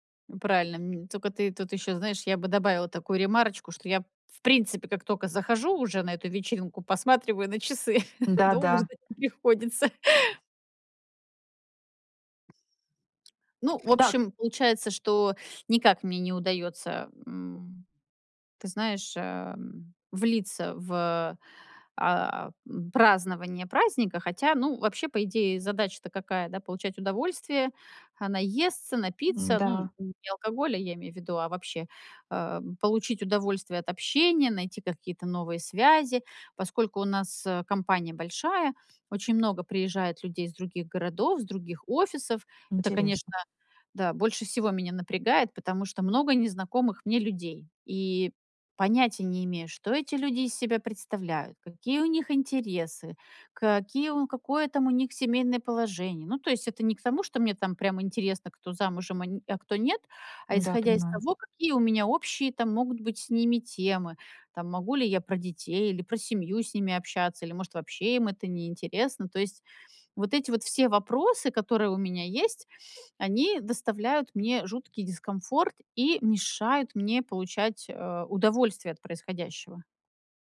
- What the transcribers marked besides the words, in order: other background noise; laugh; laughing while speaking: "Долго ждать не приходится"; tapping
- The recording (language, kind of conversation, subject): Russian, advice, Как перестать переживать и чувствовать себя увереннее на вечеринках?